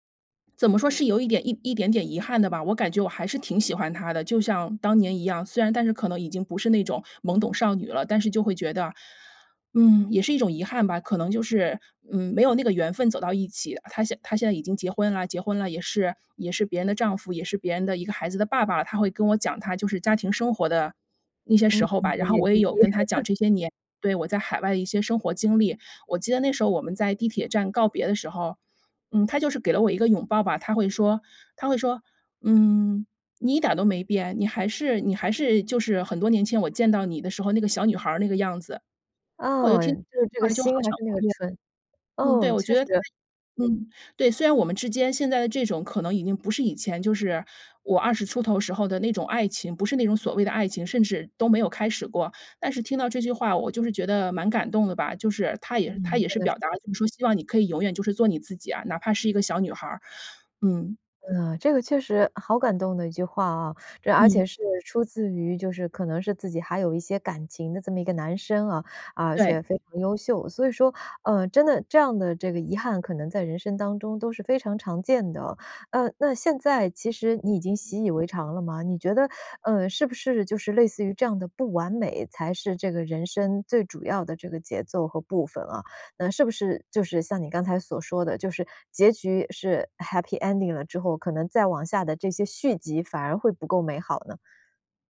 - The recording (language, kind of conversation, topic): Chinese, podcast, 你能跟我们分享一部对你影响很大的电影吗？
- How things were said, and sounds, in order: laughing while speaking: "滴"; laugh; "拥抱" said as "涌抱"; inhale; teeth sucking; other background noise; in English: "happy ending"